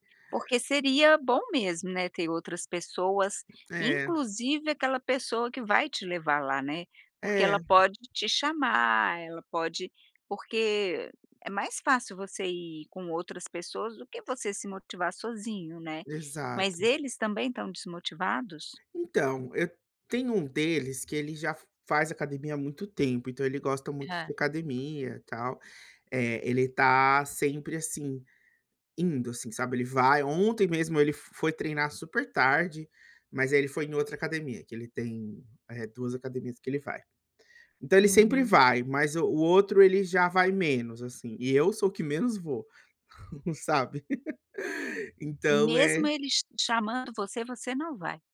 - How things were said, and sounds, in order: other background noise; tapping; chuckle
- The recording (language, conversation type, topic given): Portuguese, advice, Como posso lidar com a falta de motivação para manter hábitos de exercício e alimentação?